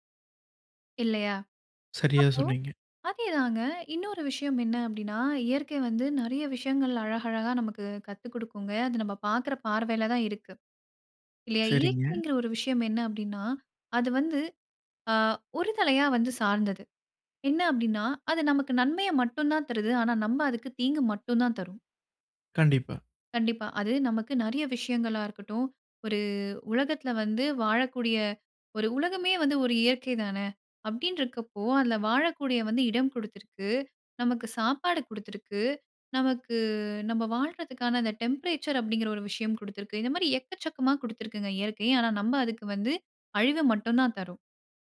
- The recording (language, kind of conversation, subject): Tamil, podcast, நீங்கள் இயற்கையிடமிருந்து முதலில் கற்றுக் கொண்ட பாடம் என்ன?
- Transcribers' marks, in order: other background noise; drawn out: "ஒரு"; drawn out: "நமக்கு"; in English: "டெம்பரேச்சர்"